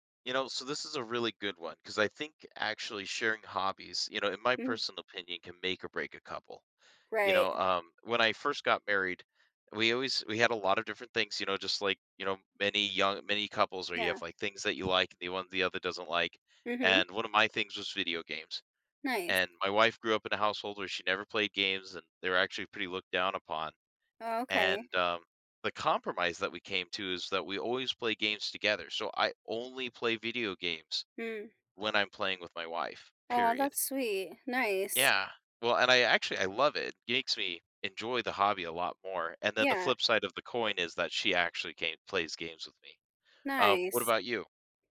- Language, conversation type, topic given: English, unstructured, How do you balance your own interests with shared activities in a relationship?
- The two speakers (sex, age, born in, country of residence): female, 30-34, United States, United States; male, 35-39, United States, United States
- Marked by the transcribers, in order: stressed: "only"; "gakes" said as "makes"